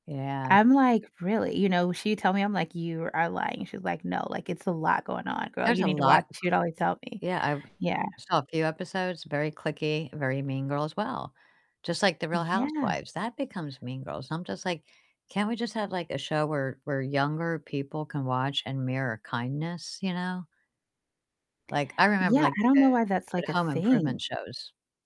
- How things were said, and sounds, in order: other background noise; distorted speech
- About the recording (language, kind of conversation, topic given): English, unstructured, Which reality shows do you secretly love to watch as a guilty pleasure, and do you think it’s okay to enjoy or admit it openly?